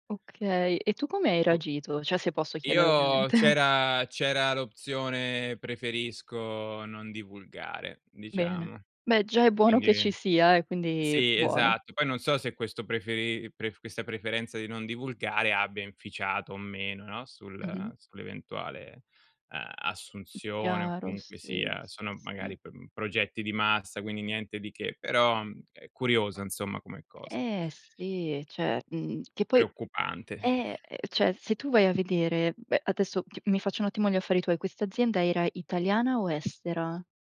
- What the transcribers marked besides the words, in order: "Cioè" said as "ceh"; laughing while speaking: "ovviamente"; other background noise; "cioè" said as "ceh"; "cioè" said as "ceh"; tapping; exhale
- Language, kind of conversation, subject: Italian, unstructured, Come pensi che i social media influenzino le notizie quotidiane?